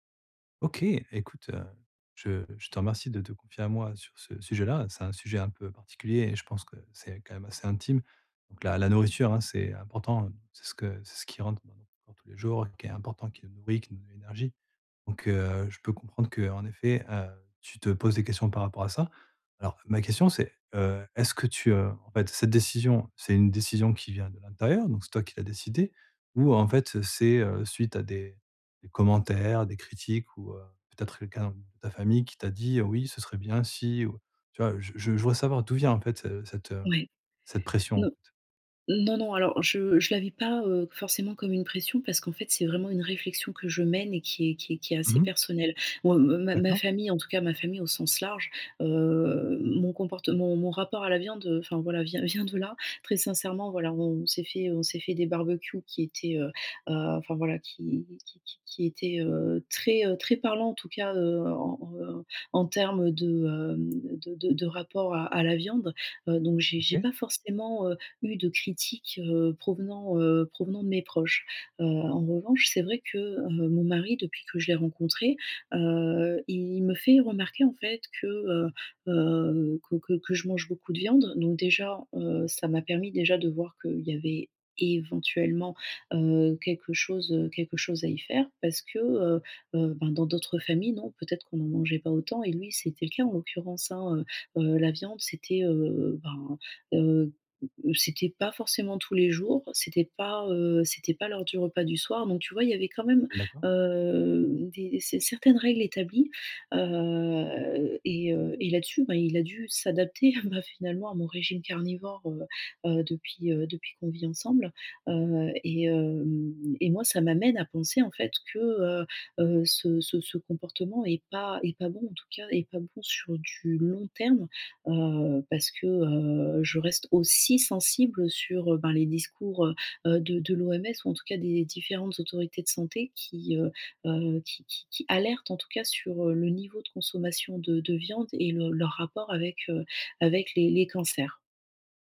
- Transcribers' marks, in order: stressed: "éventuellement"; chuckle; stressed: "aussi sensible"
- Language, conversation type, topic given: French, advice, Que puis-je faire dès maintenant pour préserver ma santé et éviter des regrets plus tard ?